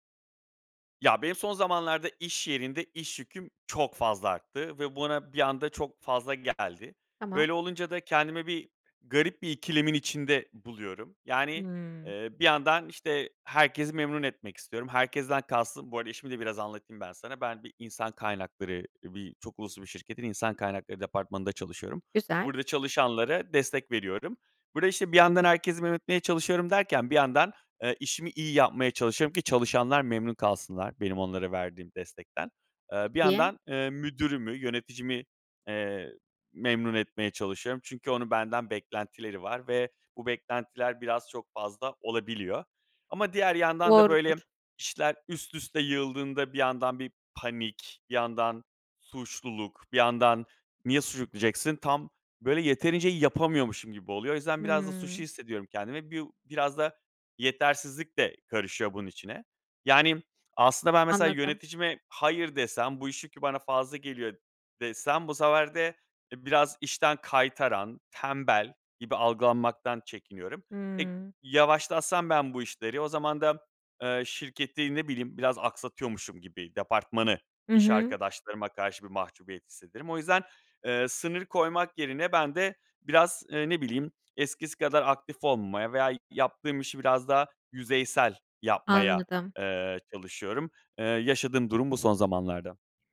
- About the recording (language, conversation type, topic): Turkish, advice, İş yüküm arttığında nasıl sınır koyabilir ve gerektiğinde bazı işlerden nasıl geri çekilebilirim?
- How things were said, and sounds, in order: none